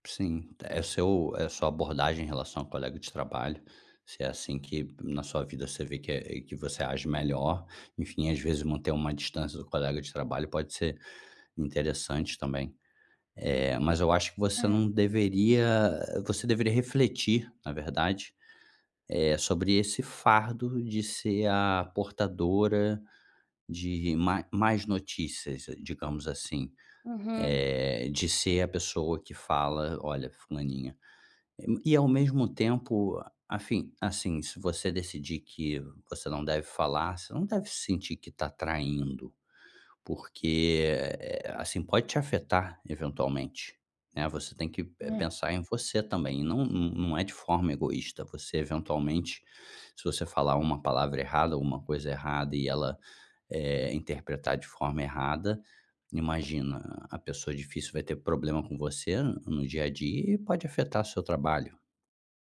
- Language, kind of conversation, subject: Portuguese, advice, Como dar feedback construtivo a um colega de trabalho?
- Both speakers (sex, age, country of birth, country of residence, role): female, 30-34, Brazil, Portugal, user; male, 35-39, Brazil, Germany, advisor
- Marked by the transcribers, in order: other background noise